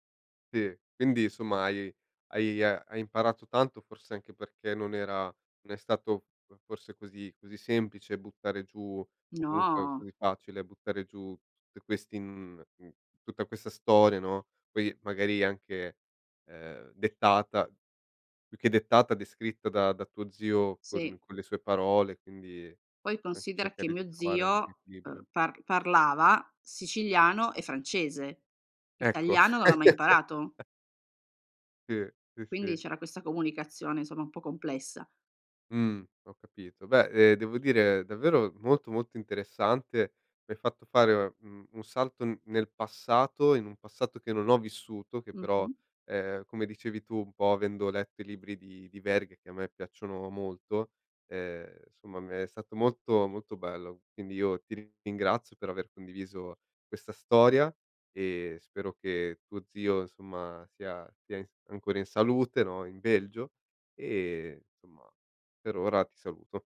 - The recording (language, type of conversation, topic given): Italian, podcast, Come si tramandano nella tua famiglia i ricordi della migrazione?
- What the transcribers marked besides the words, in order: chuckle